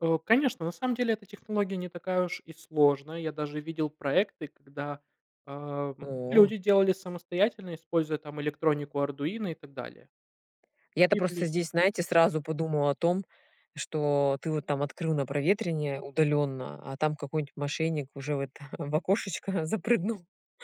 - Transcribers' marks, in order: laughing while speaking: "в окошечко запрыгнул"
- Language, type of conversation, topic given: Russian, unstructured, Как вы относитесь к идее умного дома?